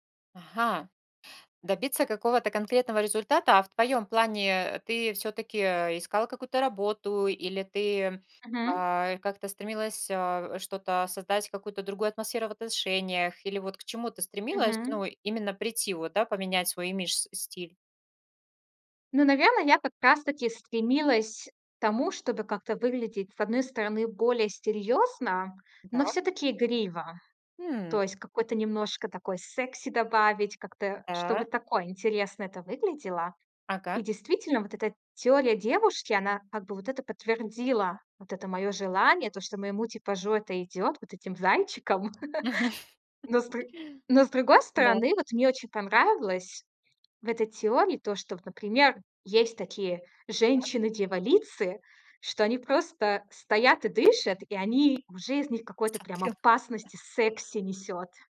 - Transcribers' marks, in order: laugh; other background noise; unintelligible speech
- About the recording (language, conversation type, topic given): Russian, podcast, Как меняется самооценка при смене имиджа?